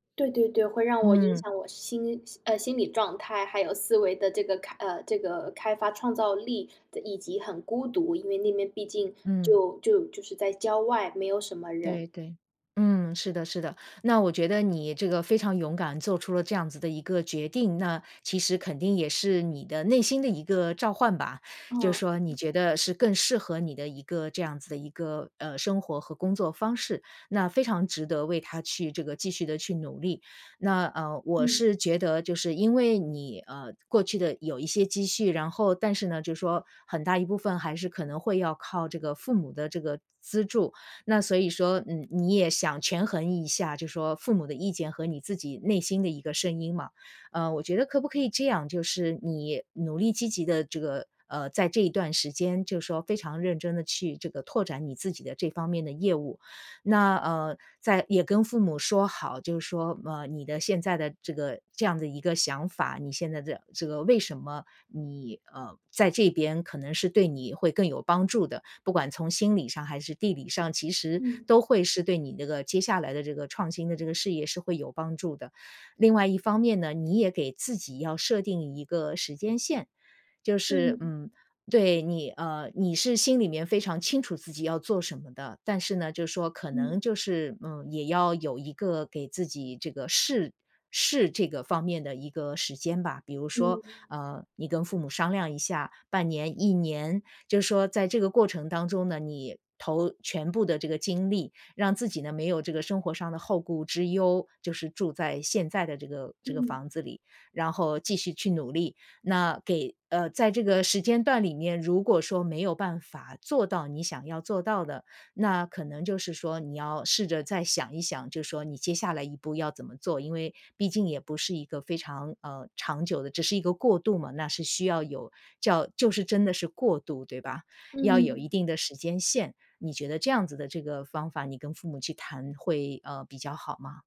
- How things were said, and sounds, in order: none
- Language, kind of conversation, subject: Chinese, advice, 在重大的决定上，我该听从别人的建议还是相信自己的内心声音？